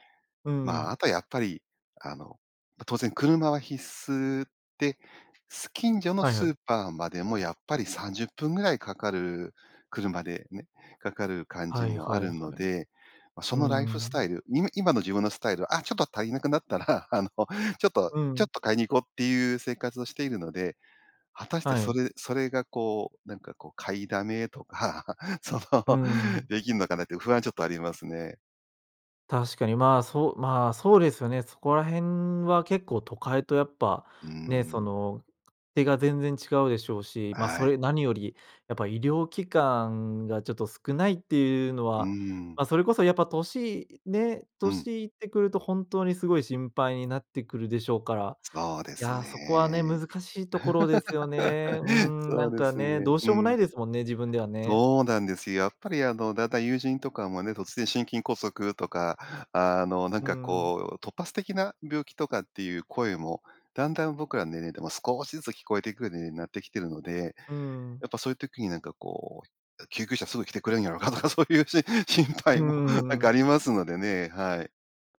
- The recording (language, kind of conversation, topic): Japanese, advice, 都会を離れて地方へ移住するか迷っている理由や状況を教えてください？
- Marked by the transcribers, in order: laughing while speaking: "なったら"; laughing while speaking: "とか、その"; laugh; laughing while speaking: "やろかとかそういうしん 心配も"